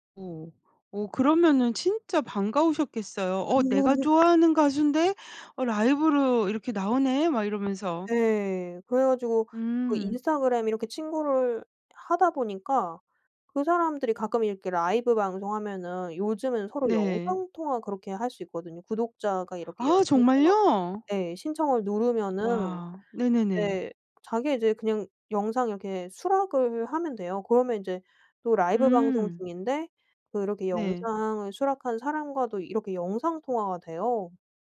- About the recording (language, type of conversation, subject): Korean, podcast, 미디어(라디오, TV, 유튜브)가 너의 음악 취향을 어떻게 만들었어?
- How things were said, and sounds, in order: laugh; other background noise; tapping